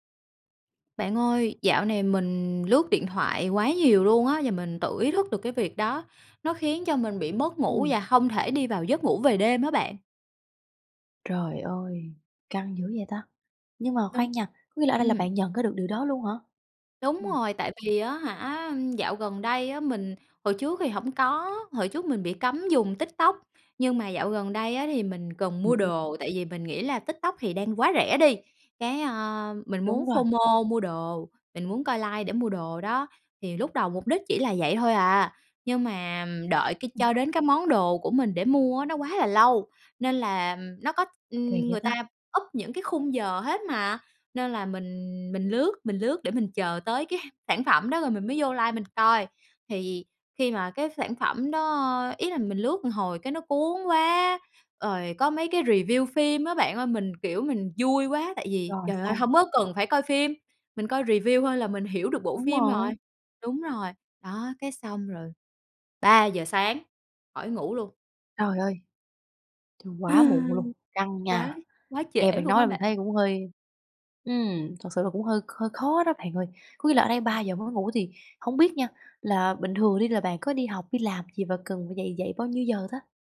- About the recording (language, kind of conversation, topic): Vietnamese, advice, Dùng quá nhiều màn hình trước khi ngủ khiến khó ngủ
- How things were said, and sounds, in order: tapping; other background noise; "TikTok" said as "tích tóc"; unintelligible speech; "TikTok" said as "tích tóc"; in English: "phô mô"; in English: "live"; in English: "up"; laughing while speaking: "cái"; in English: "live"; in English: "review"; in English: "review"; laugh